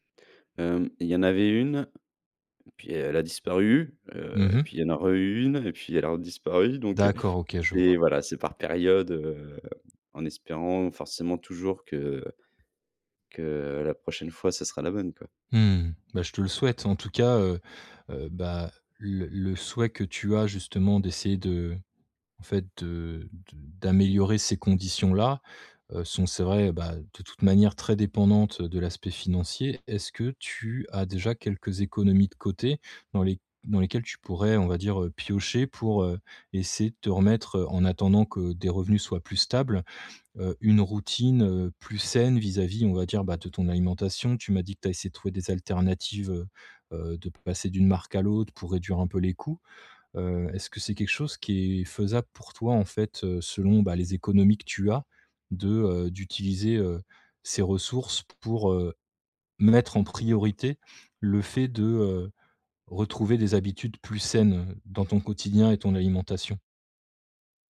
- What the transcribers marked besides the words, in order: tapping; other background noise
- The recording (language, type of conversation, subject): French, advice, Comment concilier qualité de vie et dépenses raisonnables au quotidien ?